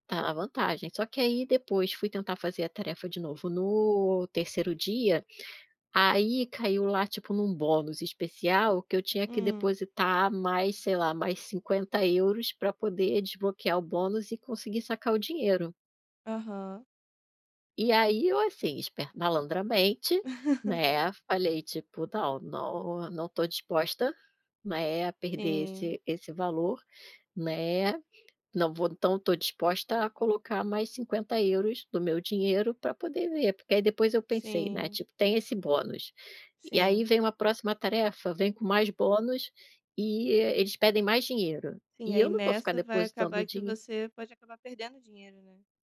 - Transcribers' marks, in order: laugh
- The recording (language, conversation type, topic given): Portuguese, podcast, Como você evita golpes e fraudes na internet?